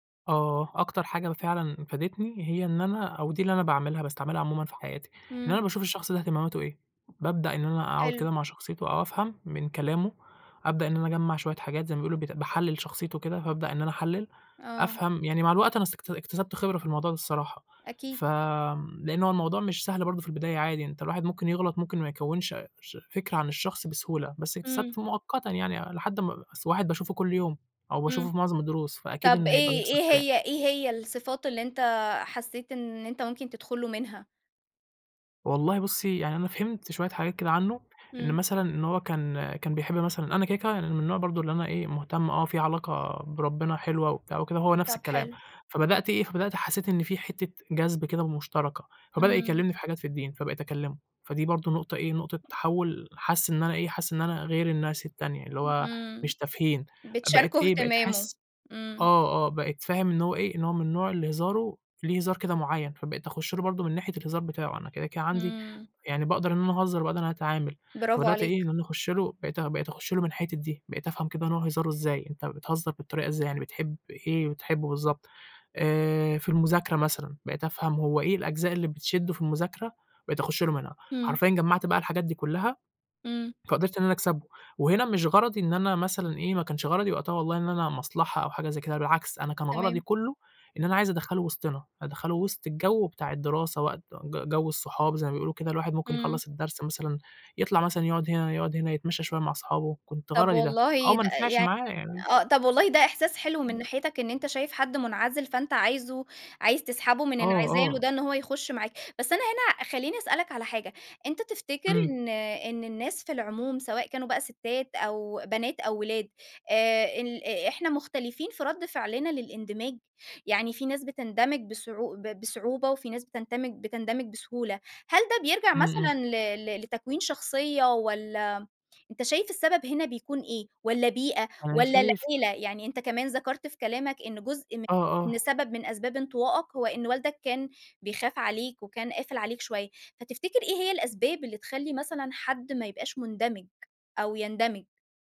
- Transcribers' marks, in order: tapping; "بتندمج-" said as "بتنتمج"
- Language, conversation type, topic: Arabic, podcast, إزاي بتكوّن صداقات جديدة في منطقتك؟